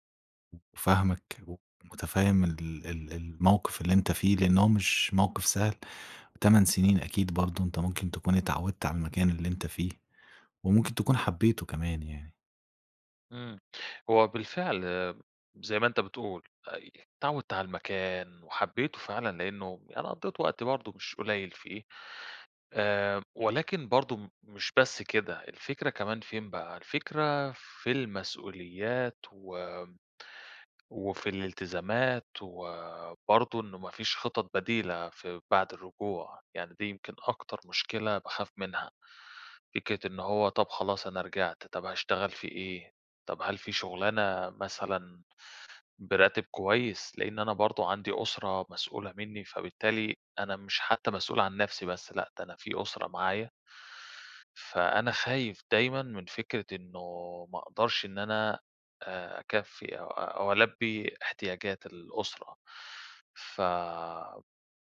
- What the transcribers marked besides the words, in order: tapping
- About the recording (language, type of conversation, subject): Arabic, advice, إيه اللي أنسب لي: أرجع بلدي ولا أفضل في البلد اللي أنا فيه دلوقتي؟